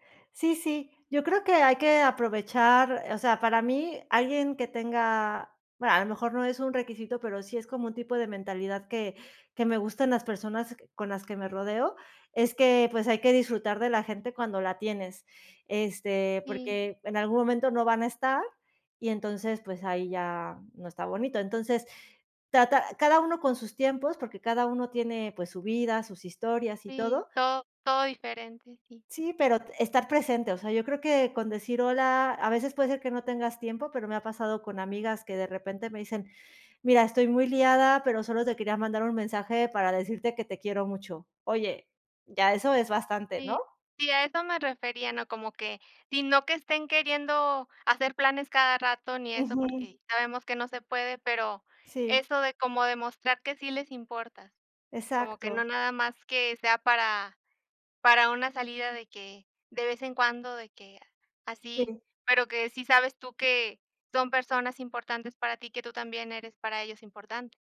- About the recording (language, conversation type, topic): Spanish, unstructured, ¿Cuáles son las cualidades que buscas en un buen amigo?
- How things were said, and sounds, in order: none